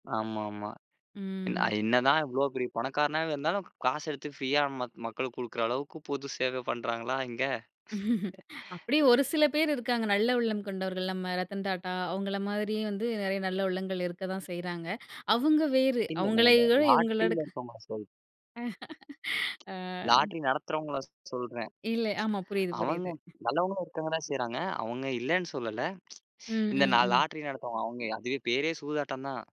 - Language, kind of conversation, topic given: Tamil, podcast, ஒருவருக்கு உதவி செய்யலாமா அல்லது ஆலோசனை வழங்கலாமா என்பதை நீங்கள் எதை அடிப்படையாக வைத்து முடிவு செய்வீர்கள்?
- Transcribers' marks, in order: other background noise; laughing while speaking: "பண்றாங்களா இங்க?"; laugh; laugh; other noise; tapping; tsk